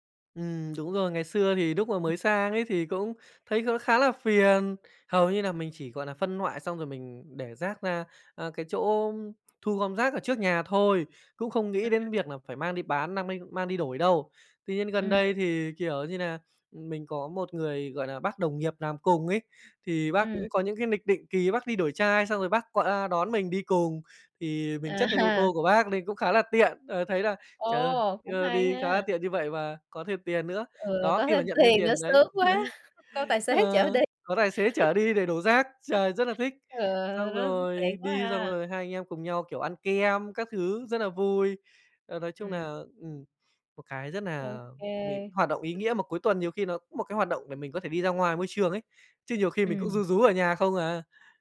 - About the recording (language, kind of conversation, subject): Vietnamese, podcast, Bạn làm thế nào để giảm rác thải nhựa trong nhà?
- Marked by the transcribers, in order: other background noise; tapping; chuckle; background speech; laughing while speaking: "tiền"; chuckle; laughing while speaking: "xế"; laugh